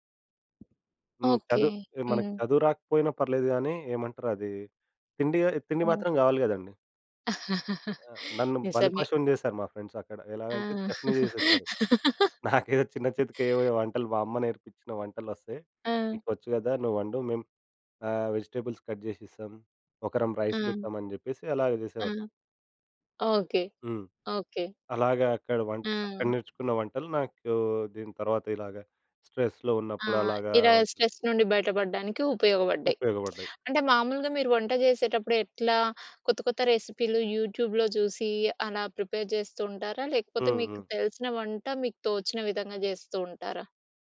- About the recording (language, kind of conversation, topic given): Telugu, podcast, ఆసక్తి కోల్పోతే మీరు ఏ చిట్కాలు ఉపయోగిస్తారు?
- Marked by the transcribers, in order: tapping; chuckle; in English: "ఫ్రెండ్స్"; in English: "చెఫ్‌ని"; laughing while speaking: "నాకేదో చిన్న చితకేవో వంటలు"; laugh; in English: "వెజిటేబుల్స్ కట్"; in English: "రైస్"; in English: "స్ట్రెస్‌లో"; in English: "స్ట్రెస్"; in English: "యూట్యూబ్‌లో"; in English: "ప్రిపేర్"